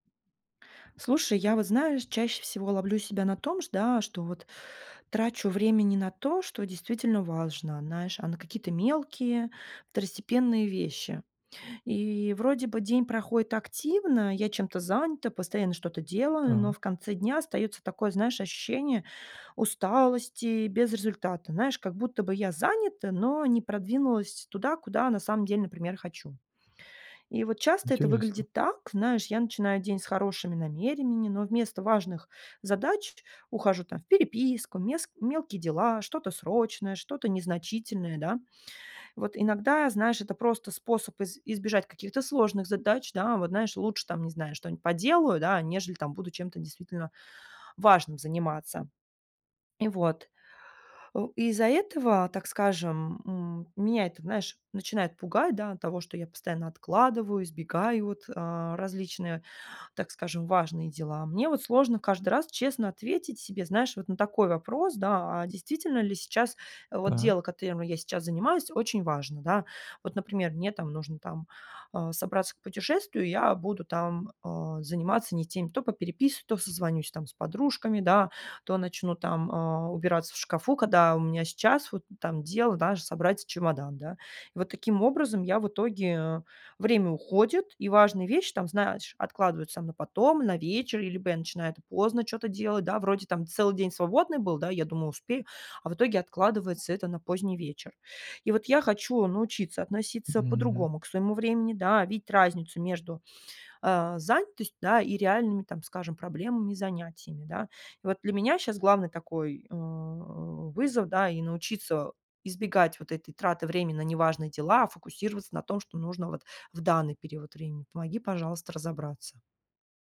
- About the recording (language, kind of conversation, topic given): Russian, advice, Как мне избегать траты времени на неважные дела?
- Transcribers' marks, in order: none